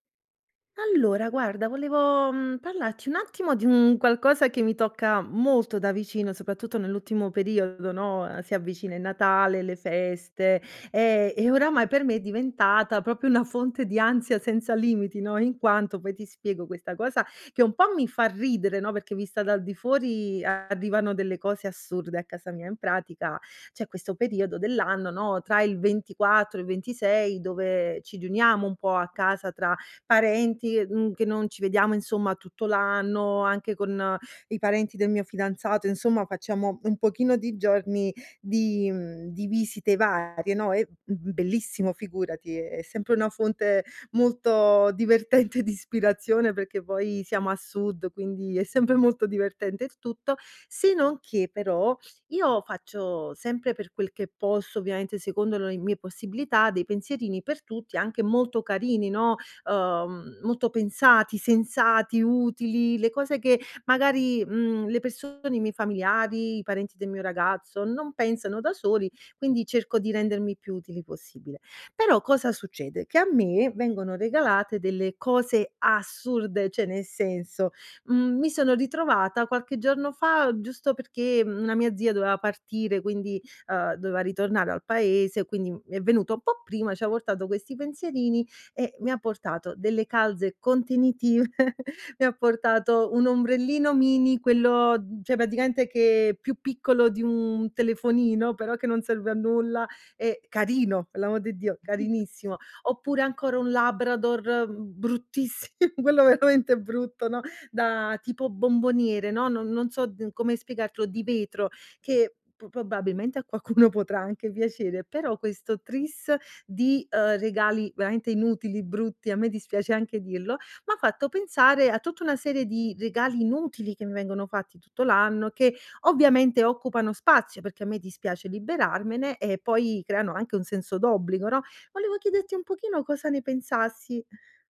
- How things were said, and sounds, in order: "parlarti" said as "parlatti"; "soprattutto" said as "sopattutto"; "proprio" said as "popio"; "perché" said as "peché"; laughing while speaking: "divertente"; "perché" said as "peché"; stressed: "assurde"; "cioè" said as "ceh"; laughing while speaking: "contenitive"; chuckle; "praticamente" said as "paticamente"; chuckle; laughing while speaking: "bruttissi quello veramente"; "probabilmente" said as "pobabilemente"; "chiederti" said as "chiedetti"
- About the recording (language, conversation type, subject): Italian, advice, Come posso gestire i regali inutili che occupano spazio e mi fanno sentire in obbligo?